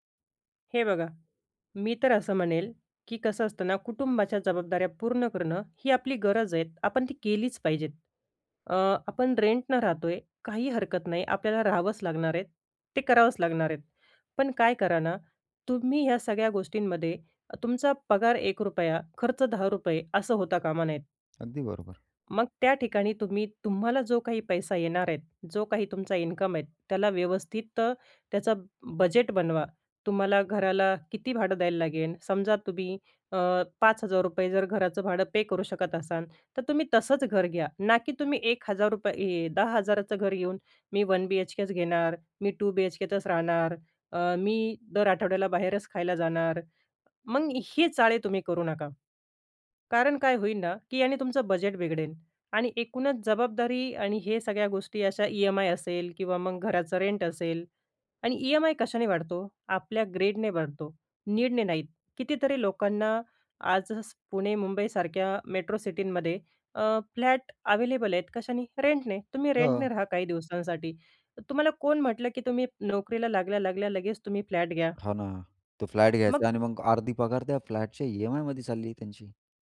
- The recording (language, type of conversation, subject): Marathi, podcast, नोकरी निवडताना तुमच्यासाठी जास्त पगार महत्त्वाचा आहे की करिअरमधील वाढ?
- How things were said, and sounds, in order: tapping; in English: "ग्रीडने"; in English: "नीडने"